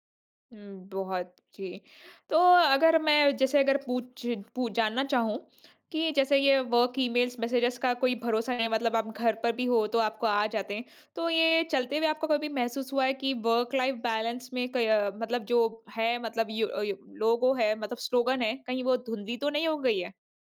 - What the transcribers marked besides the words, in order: in English: "वर्क़ ईमेल्स, मेसेजेस"; in English: "वर्क़ लाइफ़ बैलेंस"; in English: "लोगो"; in English: "स्लोगन"
- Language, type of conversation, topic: Hindi, podcast, घर पर रहते हुए काम के ईमेल और संदेशों को आप कैसे नियंत्रित करते हैं?
- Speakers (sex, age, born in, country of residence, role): female, 25-29, India, India, host; female, 35-39, India, India, guest